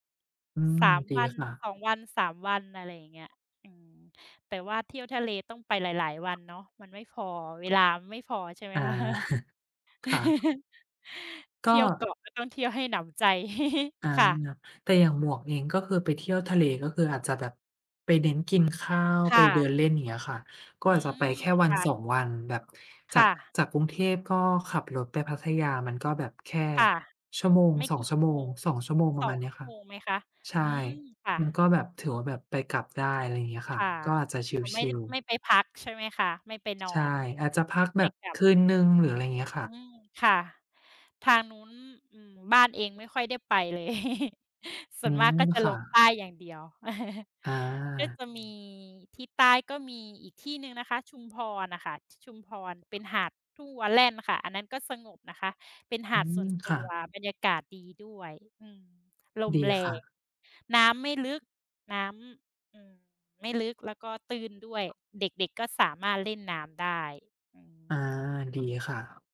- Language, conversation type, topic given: Thai, unstructured, คุณชอบไปเที่ยวทะเลหรือภูเขามากกว่ากัน?
- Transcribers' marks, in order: other background noise; chuckle; laughing while speaking: "คะ ?"; laugh; chuckle; chuckle; tapping